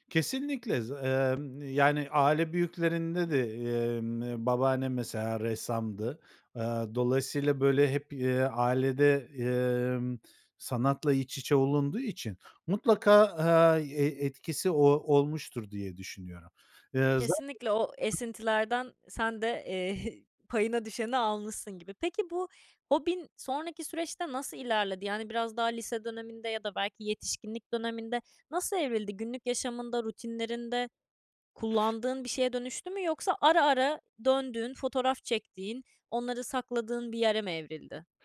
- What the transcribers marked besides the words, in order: other background noise; laughing while speaking: "eee"; tapping
- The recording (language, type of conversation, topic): Turkish, podcast, Bir hobinin hayatını nasıl değiştirdiğini anlatır mısın?